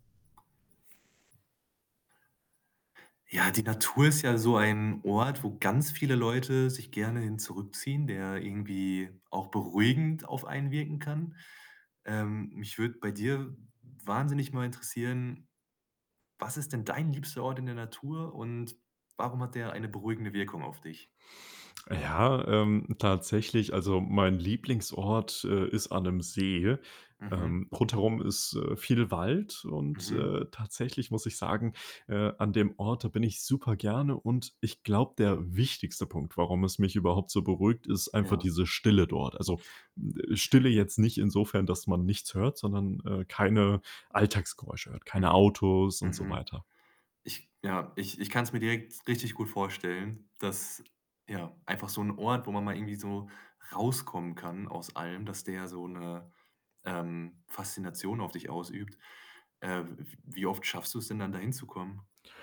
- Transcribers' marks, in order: other background noise
- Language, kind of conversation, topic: German, podcast, Warum beruhigt dich dein liebster Ort in der Natur?